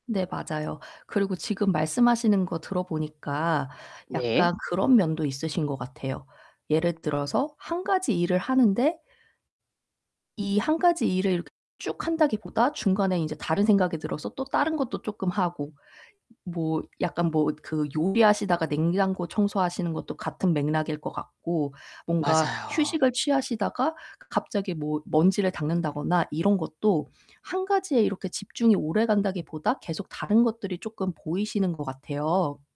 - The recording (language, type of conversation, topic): Korean, advice, 휴식 시간을 잘 보내기 어려운 이유는 무엇이며, 더 잘 즐기려면 어떻게 해야 하나요?
- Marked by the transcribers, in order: other background noise; distorted speech